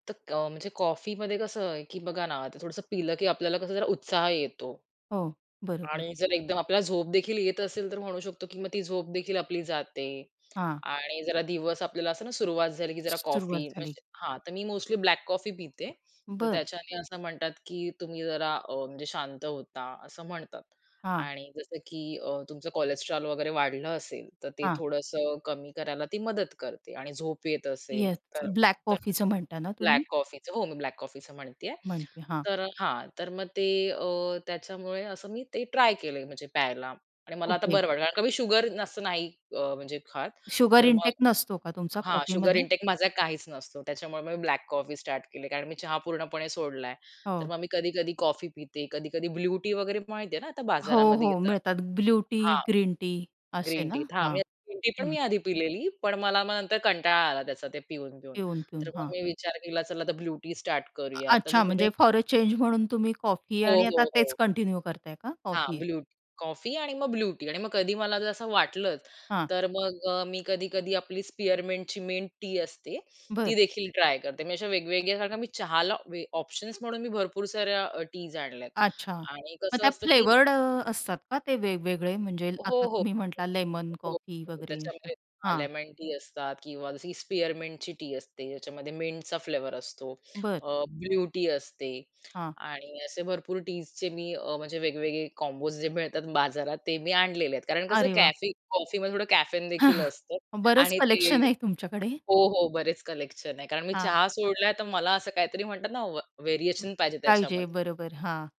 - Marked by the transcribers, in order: tapping; other background noise; other noise; in English: "फॉर अ चेन्ज"; in English: "कंटिन्यू"; unintelligible speech; chuckle; laughing while speaking: "आहे तुमच्याकडे"; in English: "व्हेरिएशन"
- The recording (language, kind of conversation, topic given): Marathi, podcast, तुम्ही कॅफेन कधी आणि किती प्रमाणात घेता?